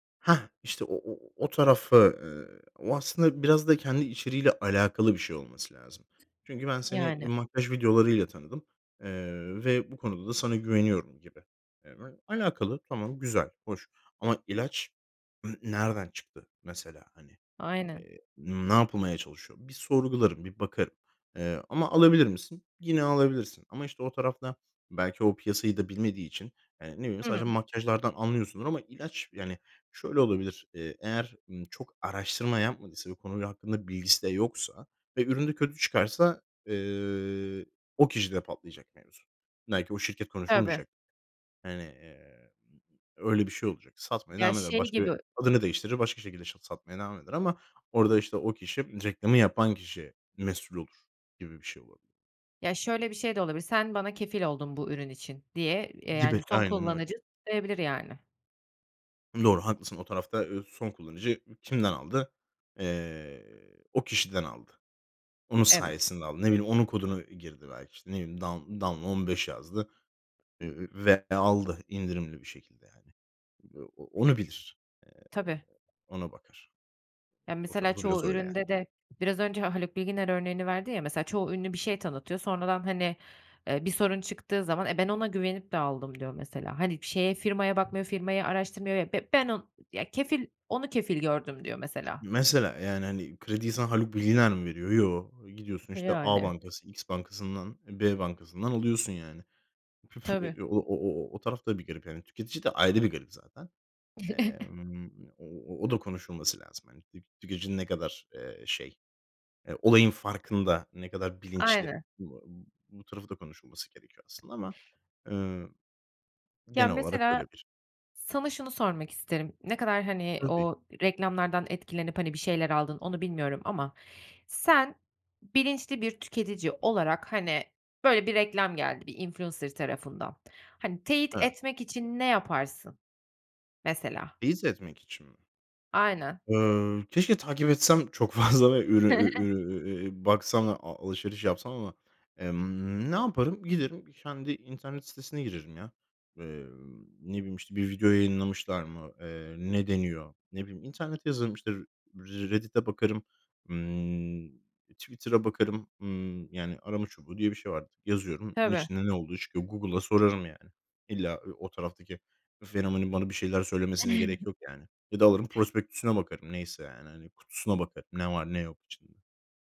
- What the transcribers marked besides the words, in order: other background noise; other noise; tapping; unintelligible speech; chuckle; laughing while speaking: "fazla"; chuckle; chuckle
- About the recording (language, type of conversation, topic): Turkish, podcast, Influencerlar reklam yaptığında güvenilirlikleri nasıl etkilenir?
- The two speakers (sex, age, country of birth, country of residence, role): female, 30-34, Turkey, Netherlands, host; male, 25-29, Turkey, Spain, guest